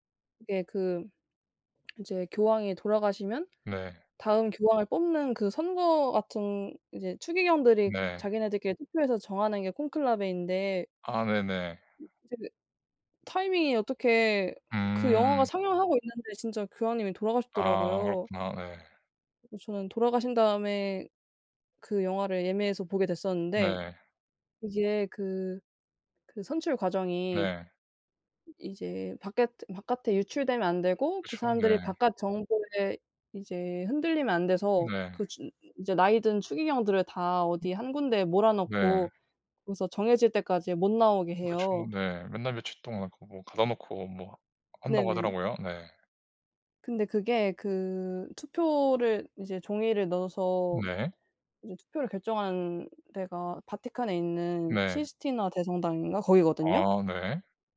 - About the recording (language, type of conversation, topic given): Korean, unstructured, 최근에 본 영화나 드라마 중 추천하고 싶은 작품이 있나요?
- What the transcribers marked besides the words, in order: other background noise